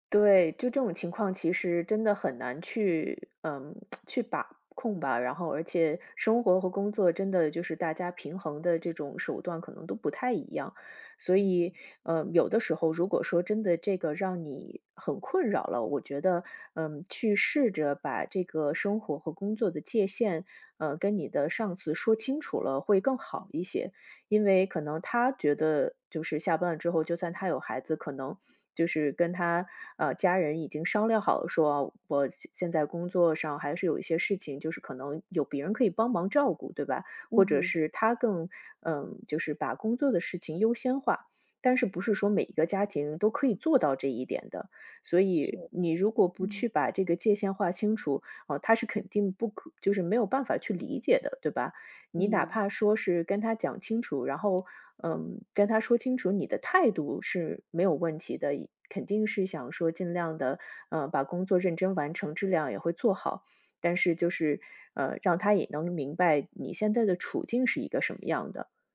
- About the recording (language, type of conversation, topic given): Chinese, advice, 我该如何在与同事或上司相处时设立界限，避免总是接手额外任务？
- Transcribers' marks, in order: lip smack